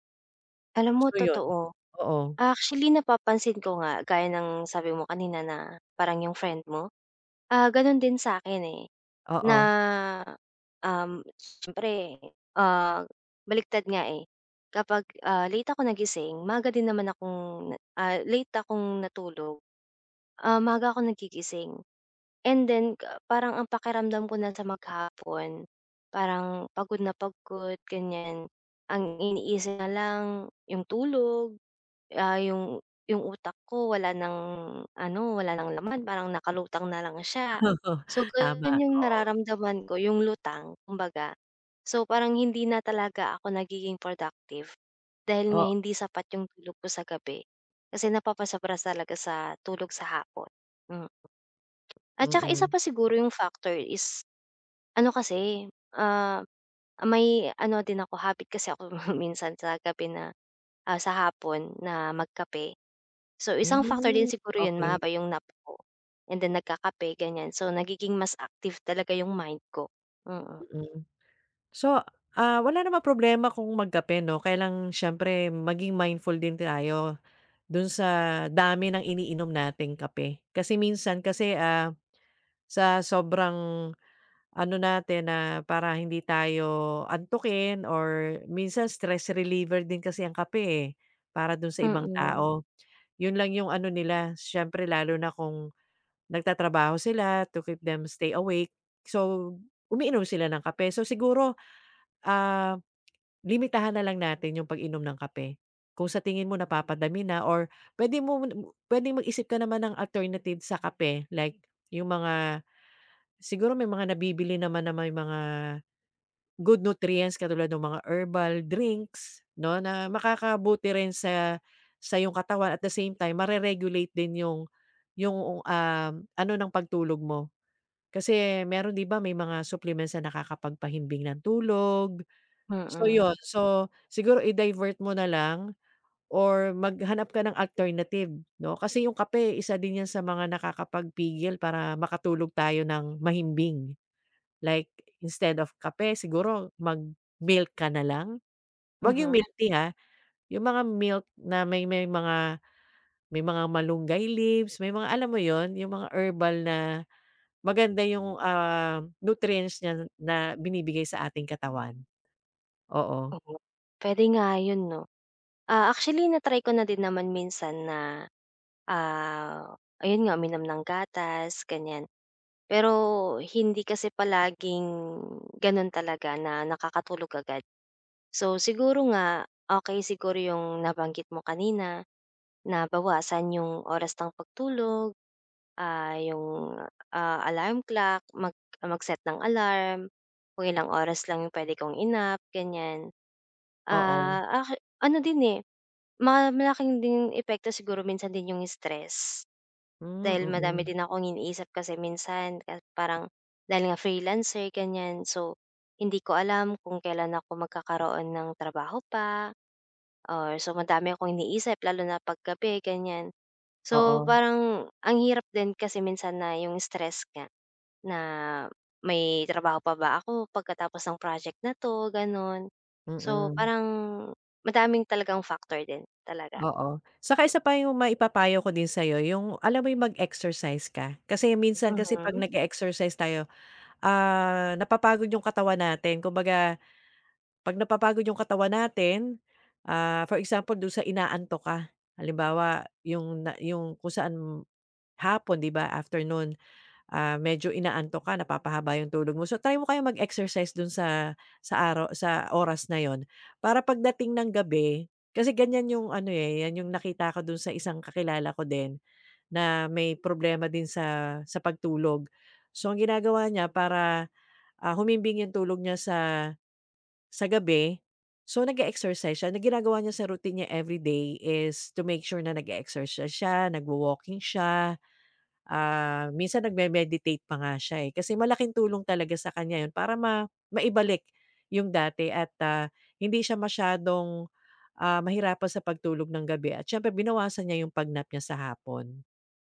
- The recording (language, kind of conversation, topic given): Filipino, advice, Paano ko maaayos ang sobrang pag-idlip sa hapon na nagpapahirap sa akin na makatulog sa gabi?
- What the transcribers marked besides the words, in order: other background noise; laughing while speaking: "Oo"; tapping; tongue click; chuckle; in English: "to keep them stay awake"; in English: "every day is to make sure"